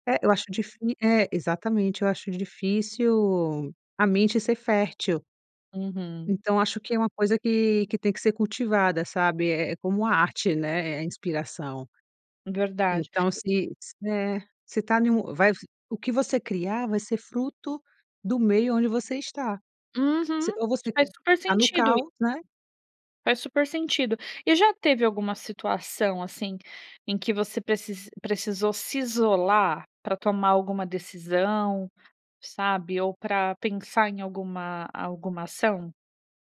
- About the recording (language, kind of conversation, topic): Portuguese, podcast, O que te inspira mais: o isolamento ou a troca com outras pessoas?
- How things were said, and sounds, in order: other background noise; tapping